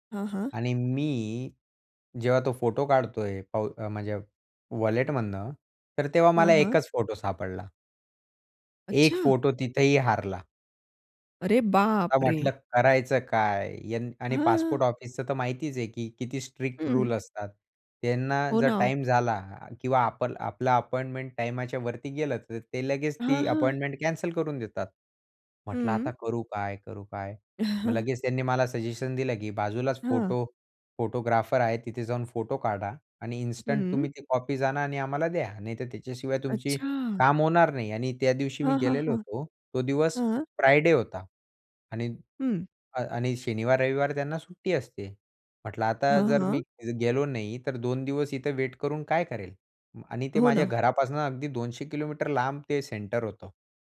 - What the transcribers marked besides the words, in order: other background noise; surprised: "अच्छा"; surprised: "अरे, बापरे!"; chuckle; in English: "सजेशन"
- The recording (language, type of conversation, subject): Marathi, podcast, तुमच्या प्रवासात कधी तुमचं सामान हरवलं आहे का?